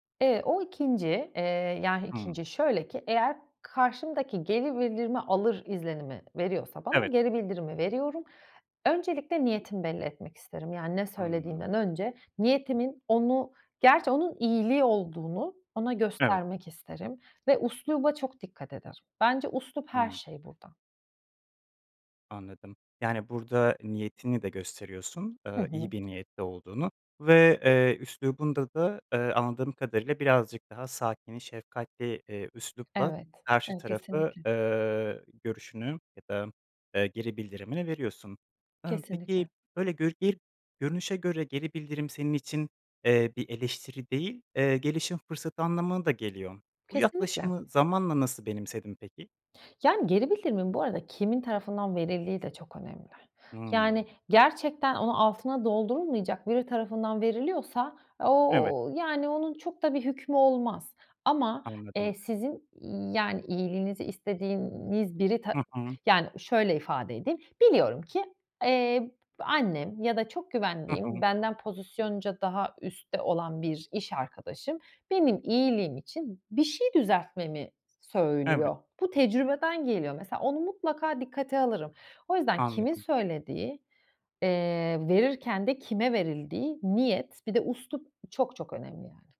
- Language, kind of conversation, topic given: Turkish, podcast, Geri bildirim verirken nelere dikkat edersin?
- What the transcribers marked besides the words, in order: other background noise; "üsluba" said as "usluba"; "üslup" said as "uslup"